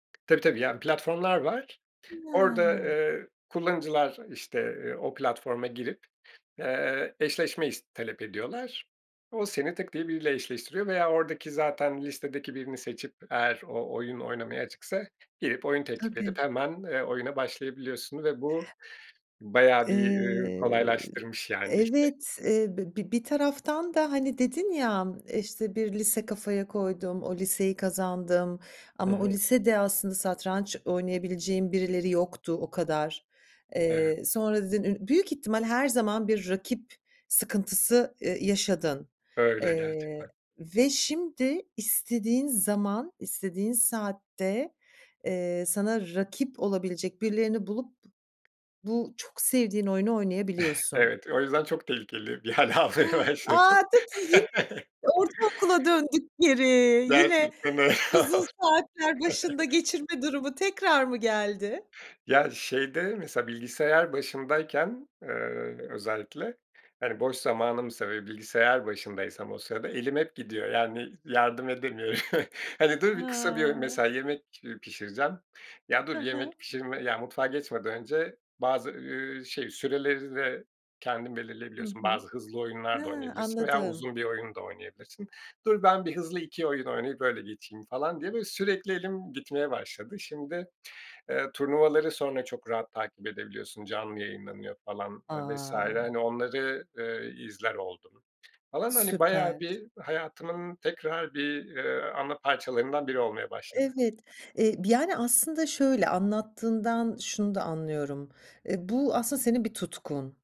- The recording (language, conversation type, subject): Turkish, podcast, Alışkanlık oluşturmak için hangi dijital araçlar senin için işe yaradı?
- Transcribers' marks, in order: tapping; other background noise; drawn out: "Eee"; chuckle; laughing while speaking: "bir hâl almaya başladı"; joyful: "A! Tabii, yine, eee, ortaokula … tekrar mı geldi?"; chuckle; laughing while speaking: "öyle ol Evet"; chuckle